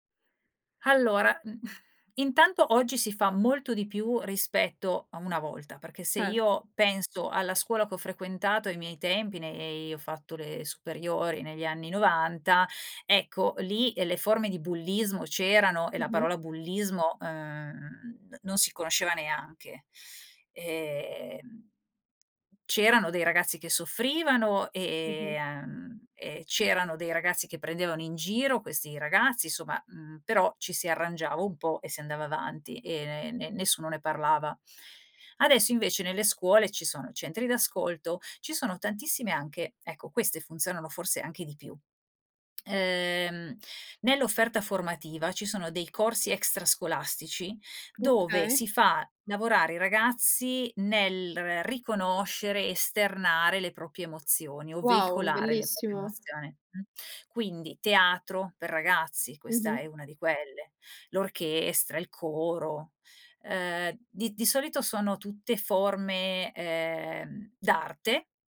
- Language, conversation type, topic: Italian, podcast, Come sostenete la salute mentale dei ragazzi a casa?
- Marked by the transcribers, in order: sigh; drawn out: "nei"; tapping; other background noise; "proprie" said as "propie"